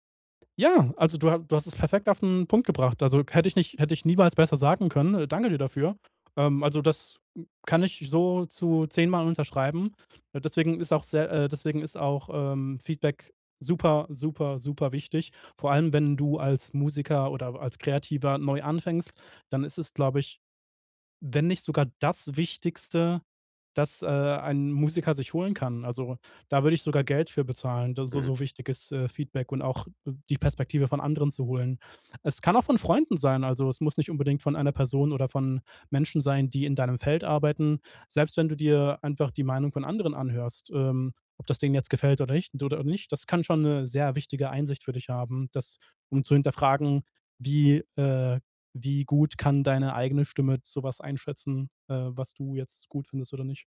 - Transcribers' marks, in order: joyful: "Ja"
- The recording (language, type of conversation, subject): German, podcast, Was hat dir geholfen, Selbstzweifel zu überwinden?